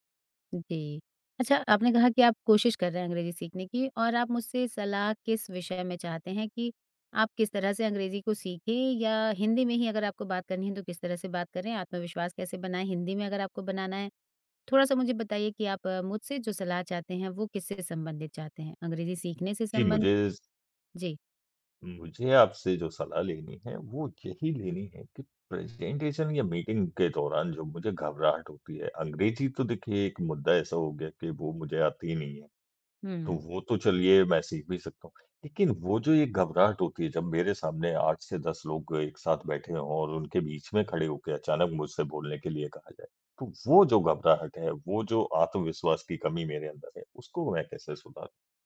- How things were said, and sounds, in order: tapping; in English: "प्रेज़ेंटेशन"; other background noise
- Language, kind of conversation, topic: Hindi, advice, प्रेज़ेंटेशन या मीटिंग से पहले आपको इतनी घबराहट और आत्मविश्वास की कमी क्यों महसूस होती है?